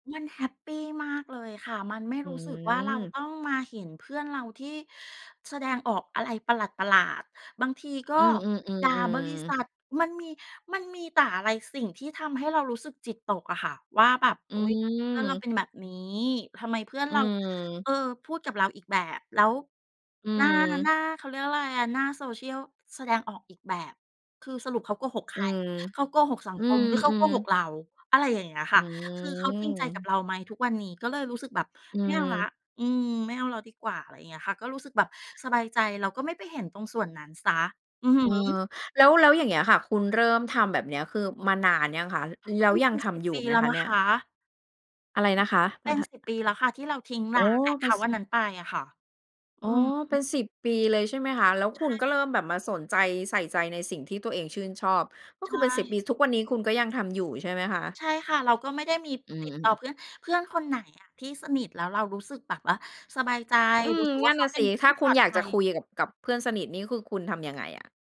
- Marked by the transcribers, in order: in English: "แอ็กเคานต์"
- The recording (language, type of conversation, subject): Thai, podcast, คุณเคยทำดีท็อกซ์ดิจิทัลไหม แล้วเป็นยังไง?
- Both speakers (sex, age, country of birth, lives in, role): female, 40-44, Thailand, Thailand, host; female, 55-59, Thailand, Thailand, guest